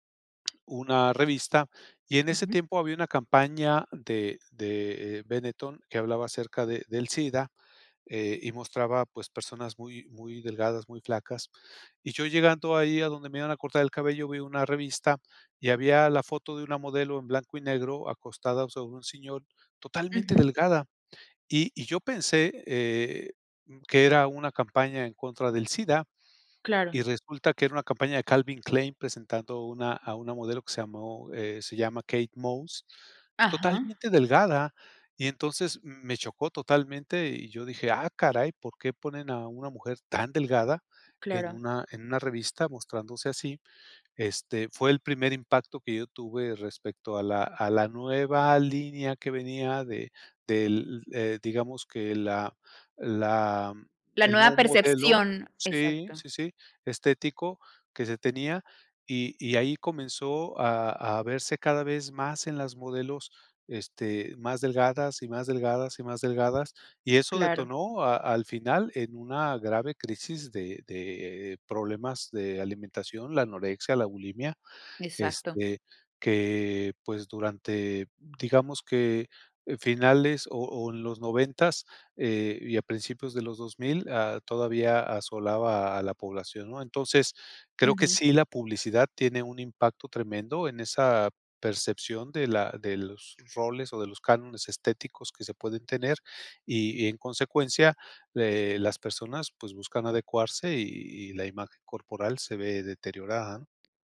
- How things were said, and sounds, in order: other background noise
- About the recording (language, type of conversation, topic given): Spanish, podcast, ¿Cómo afecta la publicidad a la imagen corporal en los medios?